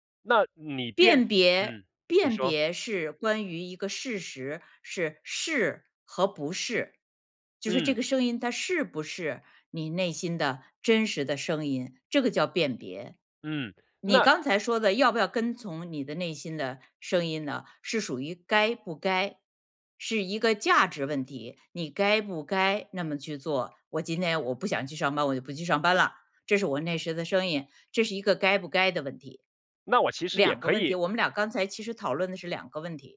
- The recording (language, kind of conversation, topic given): Chinese, podcast, 你如何辨别内心的真实声音？
- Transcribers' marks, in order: none